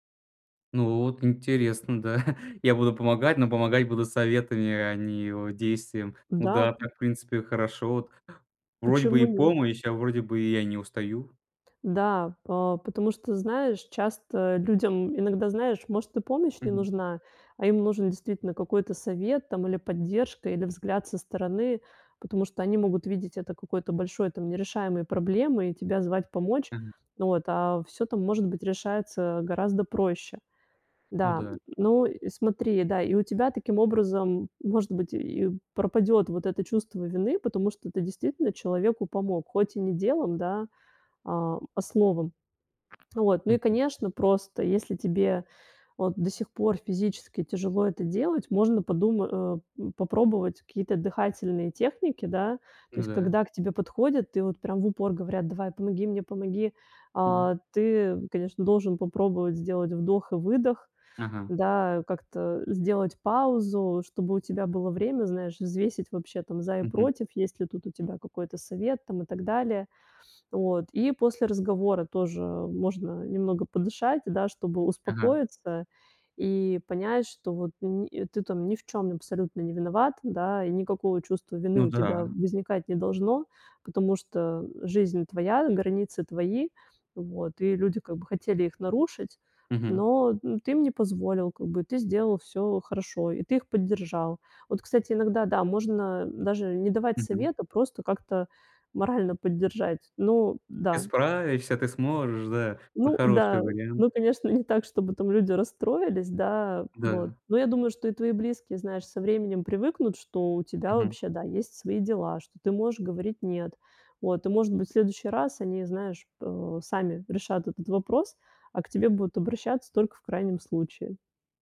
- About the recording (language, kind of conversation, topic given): Russian, advice, Как отказать без чувства вины, когда меня просят сделать что-то неудобное?
- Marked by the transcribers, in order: chuckle; tapping